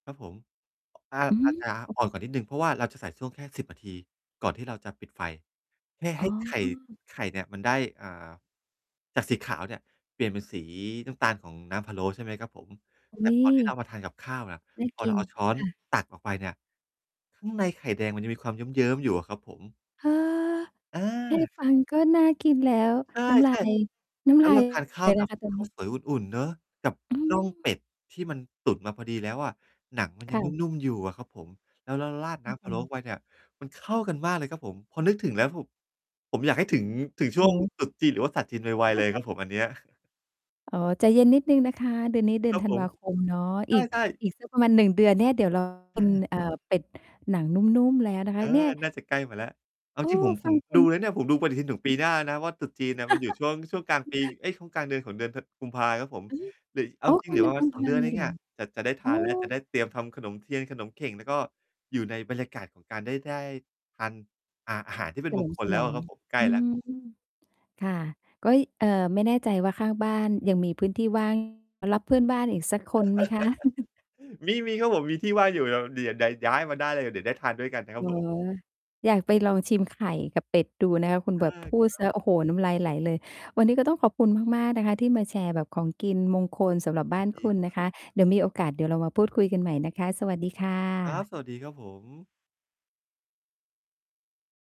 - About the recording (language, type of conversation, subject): Thai, podcast, อาหารหรือของกินอะไรบ้างที่คุณถือว่าเป็นมงคลสำหรับตัวเอง?
- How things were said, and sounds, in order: distorted speech; mechanical hum; static; unintelligible speech; chuckle; laugh; other background noise; laugh; chuckle